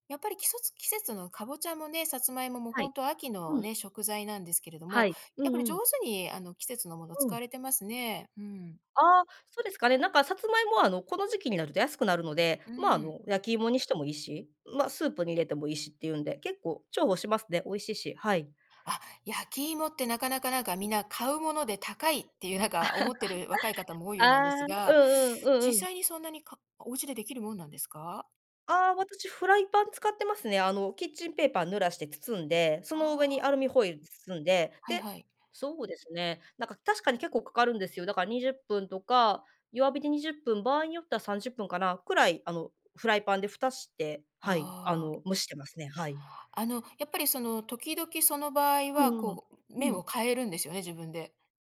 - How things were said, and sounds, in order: laugh
- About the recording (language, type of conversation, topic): Japanese, podcast, この食材をもっとおいしくするコツはありますか？